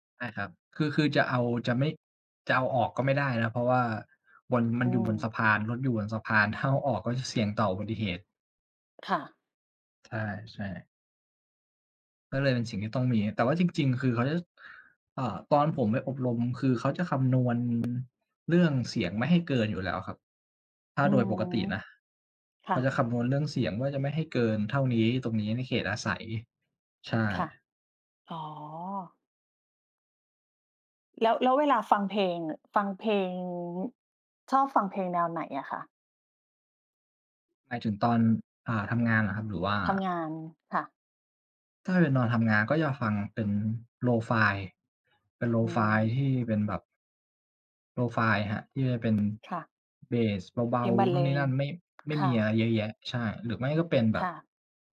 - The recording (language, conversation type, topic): Thai, unstructured, คุณชอบฟังเพลงระหว่างทำงานหรือชอบทำงานในความเงียบมากกว่ากัน และเพราะอะไร?
- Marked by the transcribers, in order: tapping